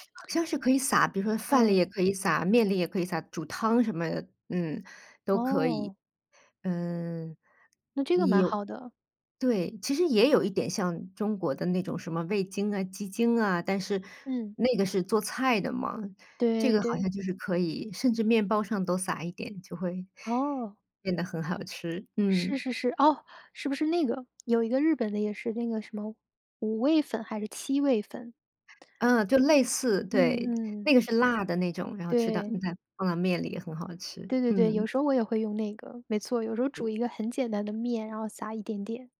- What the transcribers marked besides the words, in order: other background noise
- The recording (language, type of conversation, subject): Chinese, podcast, 你有哪些省时省力的做饭小技巧？